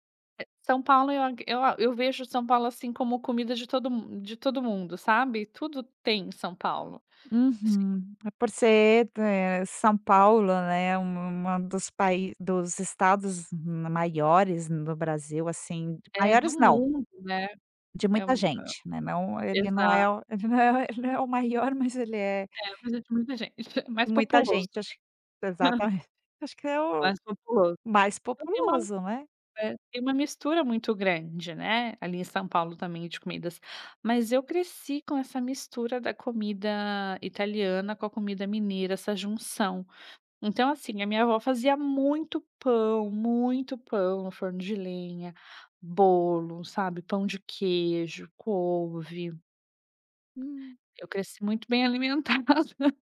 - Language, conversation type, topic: Portuguese, podcast, Que comidas representam sua mistura cultural?
- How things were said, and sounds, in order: other noise; put-on voice: "ele não é o ele não é o maior"; chuckle; laughing while speaking: "alimentada"